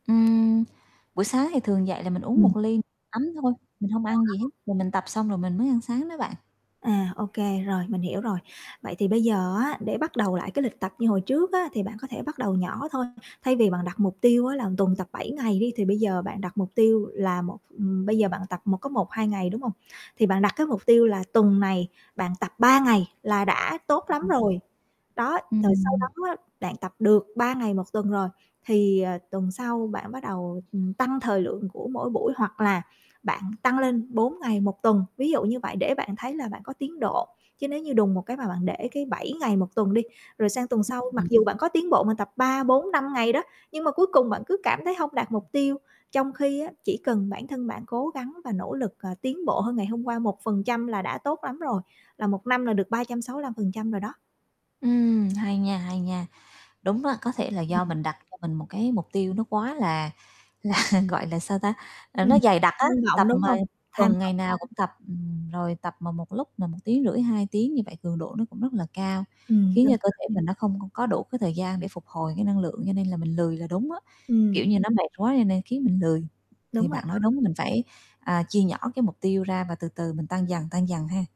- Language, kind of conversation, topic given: Vietnamese, advice, Làm thế nào để duy trì thói quen tập thể dục đều đặn mà không bỏ cuộc?
- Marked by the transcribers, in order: tapping; static; mechanical hum; distorted speech; unintelligible speech; bird; other background noise; laughing while speaking: "là"